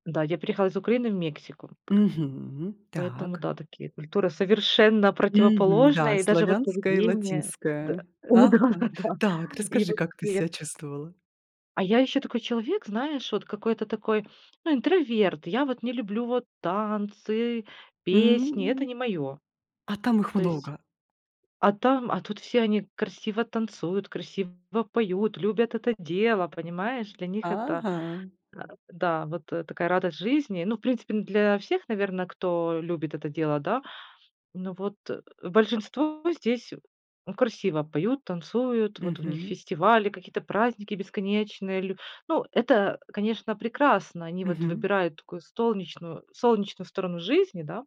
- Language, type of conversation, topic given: Russian, podcast, Чувствуешь ли ты, что тебе приходится выбирать между двумя культурами?
- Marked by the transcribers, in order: tapping; laughing while speaking: "Да, да, да"; drawn out: "М"